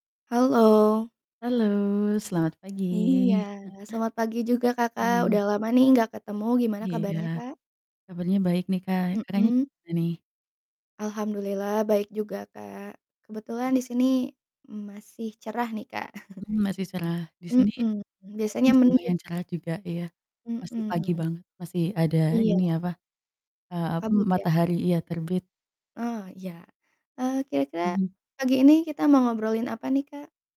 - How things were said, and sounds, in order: chuckle; distorted speech; chuckle
- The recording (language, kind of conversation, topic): Indonesian, unstructured, Bagaimana musik memengaruhi suasana hatimu dalam kehidupan sehari-hari?